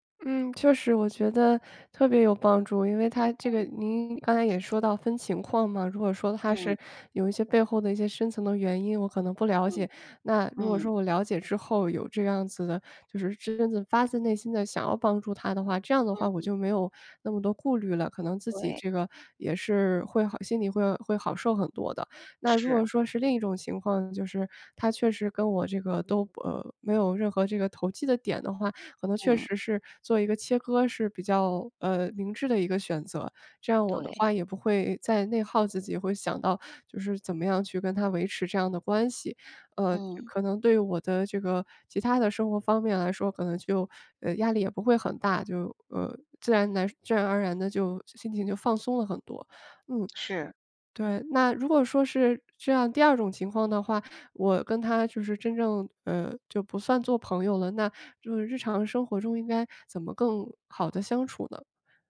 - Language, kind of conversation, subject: Chinese, advice, 我如何在一段消耗性的友谊中保持自尊和自我价值感？
- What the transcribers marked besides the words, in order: other background noise